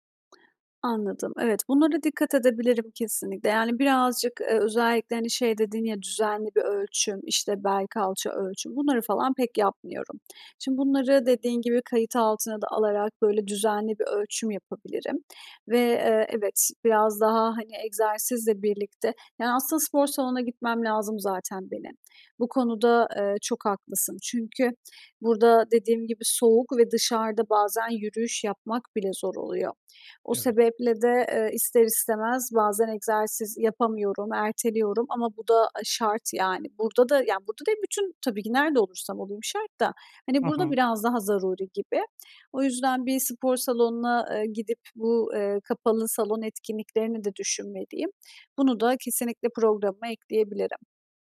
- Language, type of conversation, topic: Turkish, advice, Hedeflerimdeki ilerlemeyi düzenli olarak takip etmek için nasıl bir plan oluşturabilirim?
- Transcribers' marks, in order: other noise